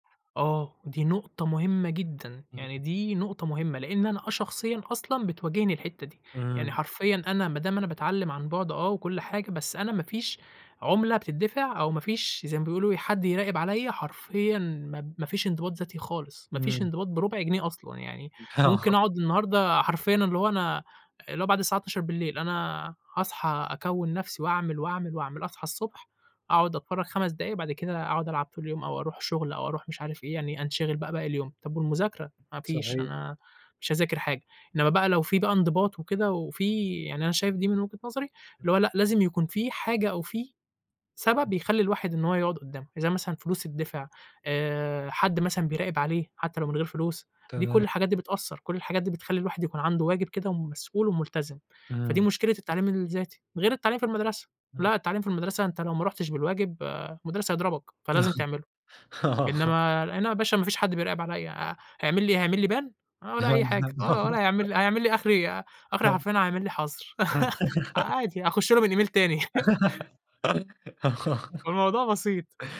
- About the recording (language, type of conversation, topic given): Arabic, podcast, إيه رأيك في التعلّم عن بُعد مقارنة بالمدرسة التقليدية؟
- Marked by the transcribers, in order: laughing while speaking: "آه"; unintelligible speech; unintelligible speech; chuckle; laughing while speaking: "آه"; tapping; unintelligible speech; in English: "Ban"; chuckle; giggle; in English: "Email"; giggle; chuckle; laughing while speaking: "آه"